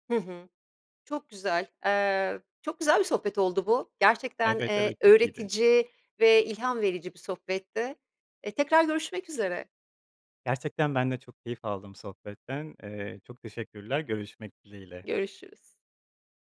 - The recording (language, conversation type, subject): Turkish, podcast, Sanat ve para arasında nasıl denge kurarsın?
- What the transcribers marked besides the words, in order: none